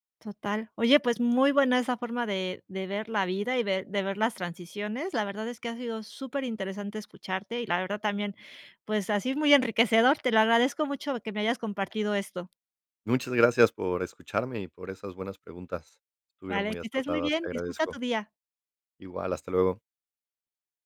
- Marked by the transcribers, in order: none
- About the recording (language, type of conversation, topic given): Spanish, podcast, ¿Qué errores cometiste al empezar la transición y qué aprendiste?